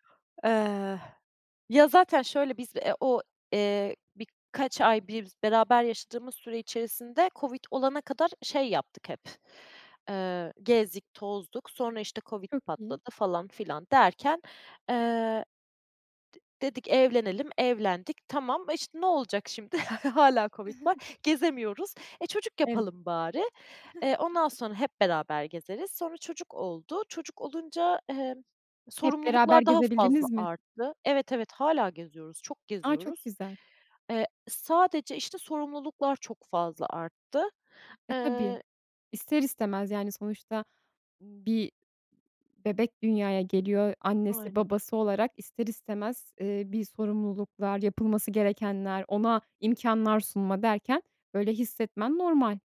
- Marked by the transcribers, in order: drawn out: "Eh"; chuckle; chuckle
- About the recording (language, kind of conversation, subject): Turkish, podcast, Evlilik kararını vermekte seni en çok zorlayan şey neydi?